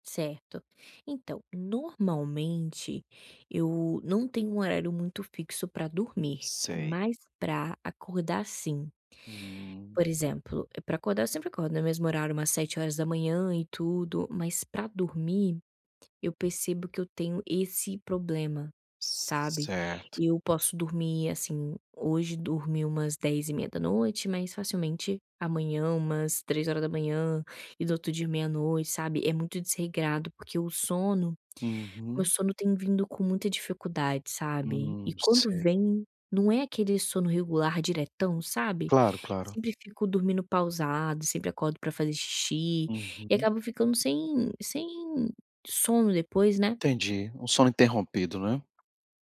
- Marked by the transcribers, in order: tapping
- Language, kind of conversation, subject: Portuguese, advice, Como posso estabelecer um horário de sono regular e sustentável?